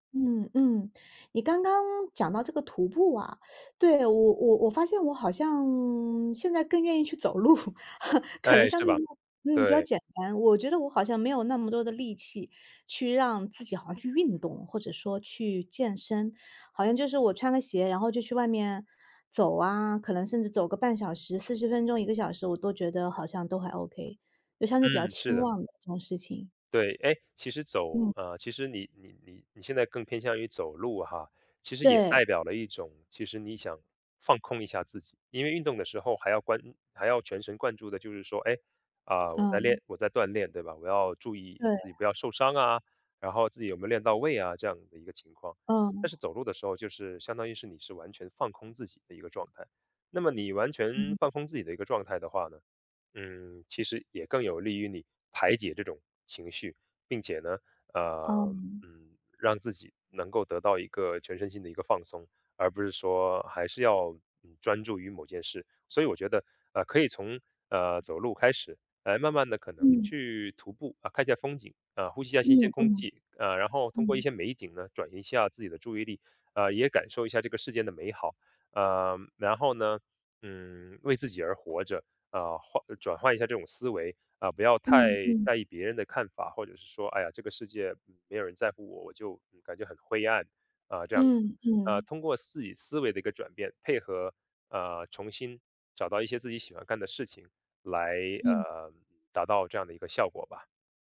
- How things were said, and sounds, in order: laughing while speaking: "走路"; laugh; other background noise
- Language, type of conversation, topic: Chinese, advice, 为什么我在经历失去或突发变故时会感到麻木，甚至难以接受？
- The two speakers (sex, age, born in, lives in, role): female, 40-44, China, United States, user; male, 30-34, China, United States, advisor